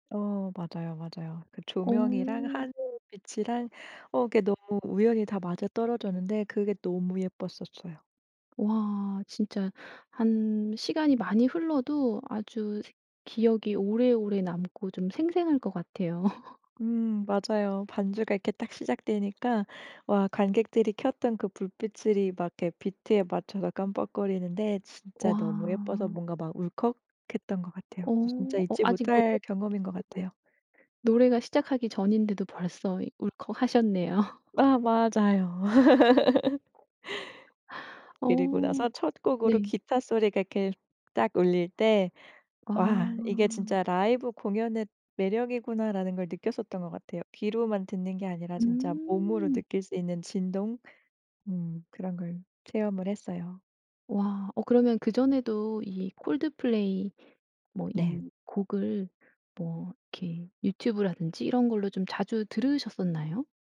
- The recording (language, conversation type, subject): Korean, podcast, 라이브 공연을 직접 보고 어떤 점이 가장 인상 깊었나요?
- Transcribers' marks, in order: other background noise; laugh; tapping; laughing while speaking: "울컥하셨네요"; laugh